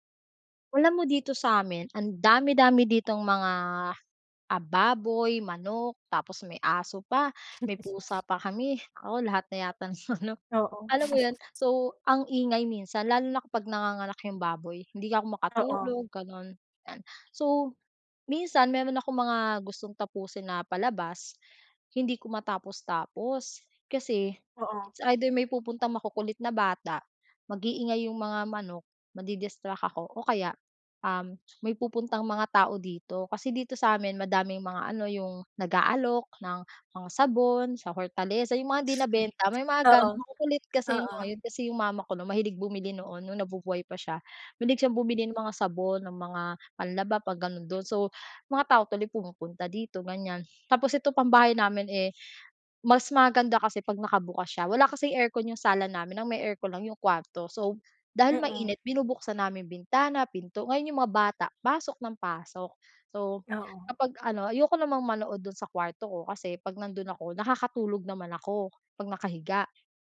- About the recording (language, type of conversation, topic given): Filipino, advice, Paano ko maiiwasan ang mga nakakainis na sagabal habang nagpapahinga?
- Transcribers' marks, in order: chuckle; laughing while speaking: "ng ano"; chuckle; tapping; chuckle; other noise